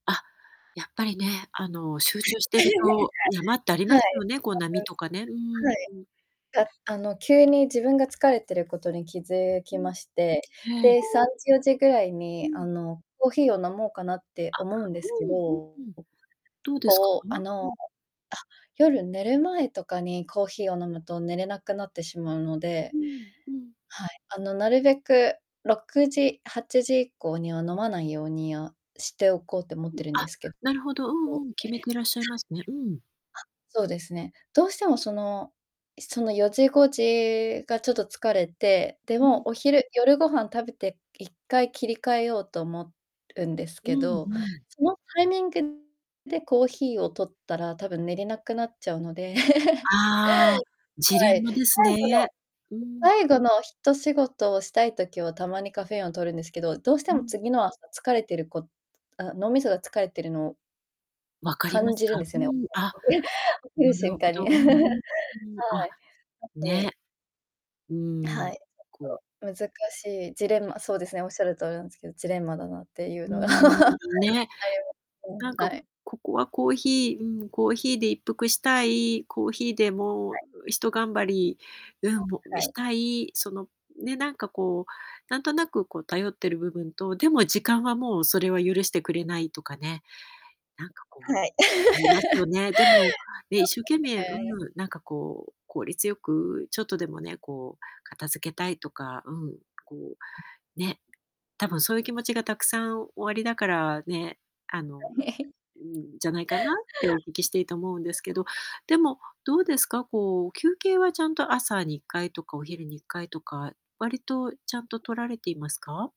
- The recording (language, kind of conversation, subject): Japanese, advice, いつも疲れて集中できず仕事の効率が落ちているのは、どうすれば改善できますか？
- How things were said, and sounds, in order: other background noise; laugh; unintelligible speech; unintelligible speech; distorted speech; tapping; unintelligible speech; laugh; chuckle; unintelligible speech; unintelligible speech; chuckle; unintelligible speech; laugh; chuckle